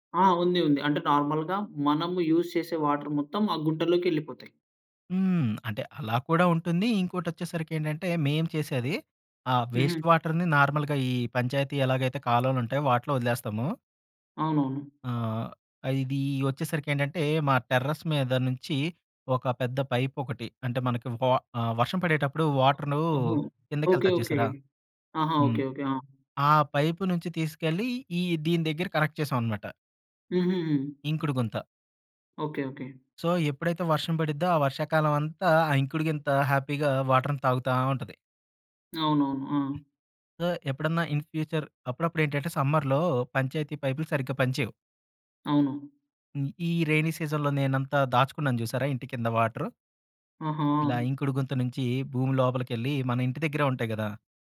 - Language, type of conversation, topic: Telugu, podcast, ఇంట్లో నీటిని ఆదా చేసి వాడడానికి ఏ చిట్కాలు పాటించాలి?
- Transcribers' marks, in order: in English: "నార్మల్‌గా"; in English: "యూజ్"; in English: "వాటర్"; lip smack; in English: "వేస్ట్ వాటర్‌ని నార్మల్‌గా"; in English: "టెర్రస్"; tapping; in English: "కనెక్ట్"; in English: "సో"; in English: "హ్యాపీగా వాటర్"; in English: "సో"; in English: "ఇన్ ఫ్యూచర్"; in English: "సమ్మర్‌లో"; in English: "రైనీ సీజన్‌లో"